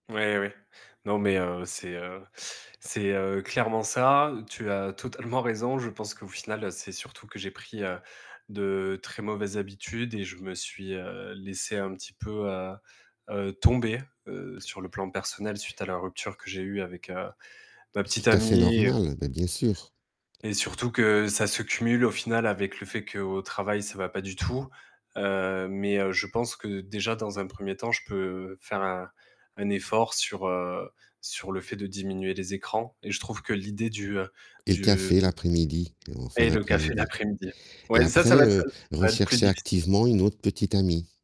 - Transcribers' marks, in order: static; tapping; distorted speech
- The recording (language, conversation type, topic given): French, advice, Comment décririez-vous votre incapacité à dormir à cause de pensées qui tournent en boucle ?
- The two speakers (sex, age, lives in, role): male, 30-34, France, user; male, 55-59, Portugal, advisor